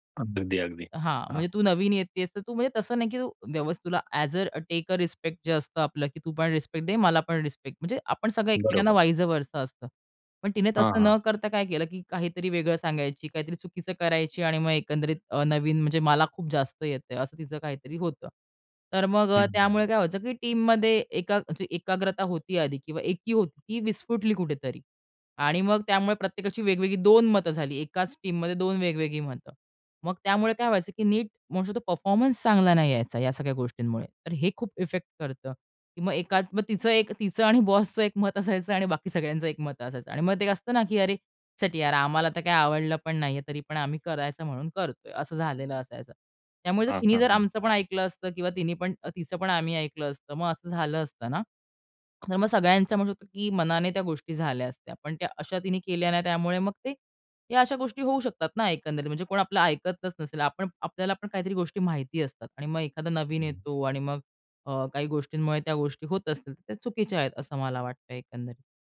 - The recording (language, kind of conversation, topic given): Marathi, podcast, टीममधला चांगला संवाद कसा असतो?
- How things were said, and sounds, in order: in English: "ॲज अ टेक अ"; in English: "वाईज वर्सा"; in English: "टीममध्ये"; in English: "टीममध्ये"; in English: "मोस्ट ऑफ द"